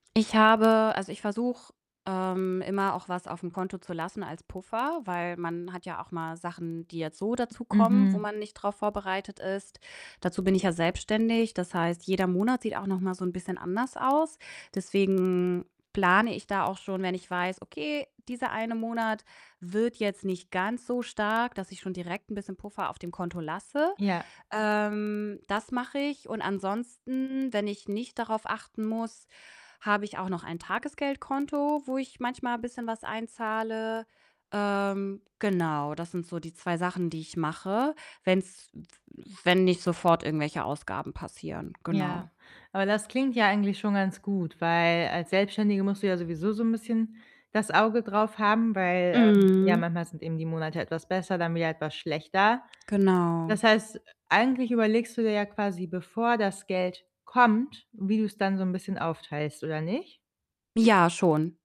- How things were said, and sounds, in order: distorted speech; tapping
- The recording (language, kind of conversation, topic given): German, advice, Wie kann ich meine Kaufimpulse besser kontrollieren und impulsives Kaufen stoppen?